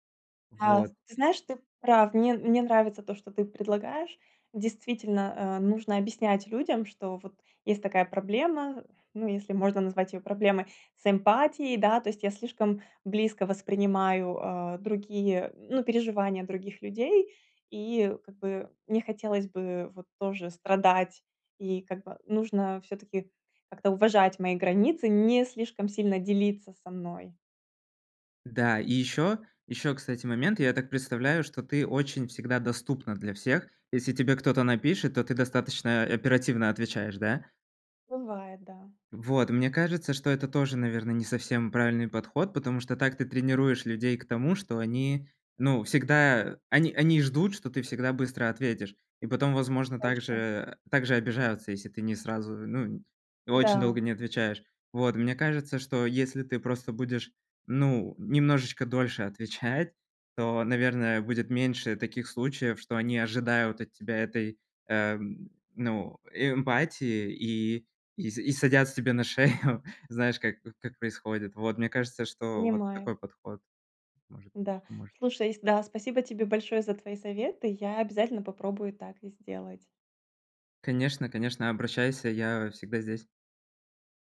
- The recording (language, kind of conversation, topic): Russian, advice, Как мне повысить самооценку и укрепить личные границы?
- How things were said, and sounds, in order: laughing while speaking: "шею"